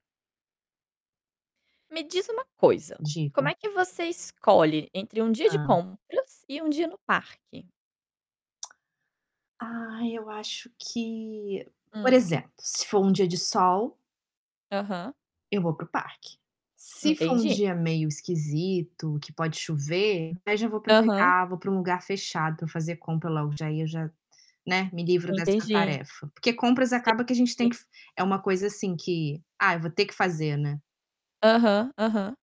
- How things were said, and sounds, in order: distorted speech; tapping; static
- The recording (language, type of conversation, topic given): Portuguese, unstructured, Como você decide entre passar um dia fazendo compras e passar um dia no parque?